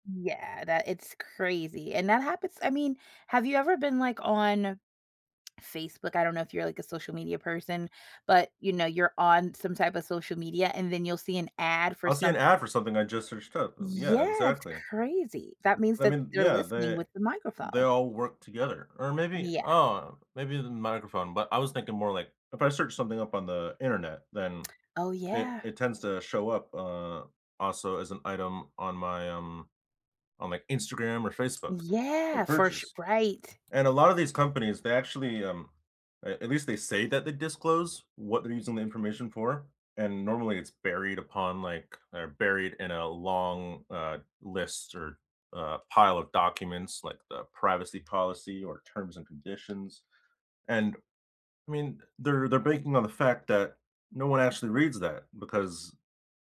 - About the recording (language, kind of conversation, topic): English, unstructured, What do you think about companies tracking what you do online?
- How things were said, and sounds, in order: tapping